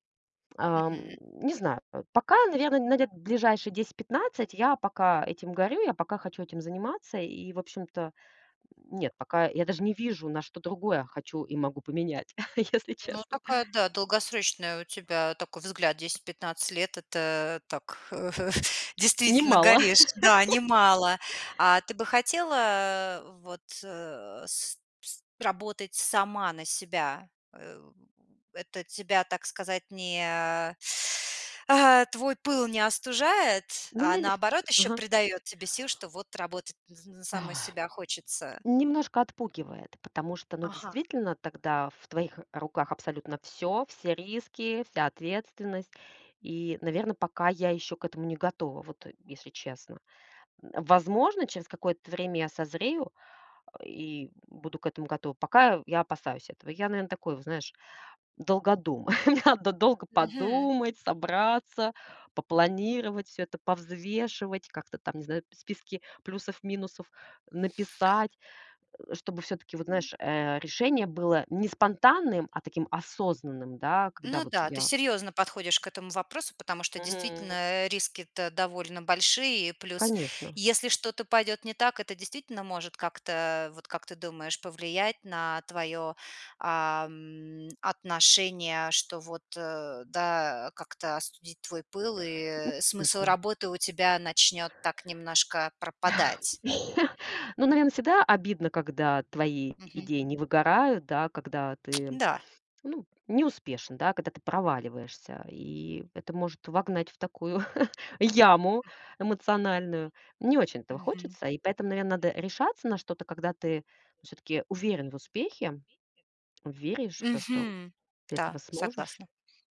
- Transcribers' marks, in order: chuckle; laughing while speaking: "если"; tapping; chuckle; laugh; exhale; chuckle; background speech; other noise; chuckle; other background noise; chuckle
- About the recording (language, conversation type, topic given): Russian, podcast, Что для тебя важнее: деньги или смысл работы?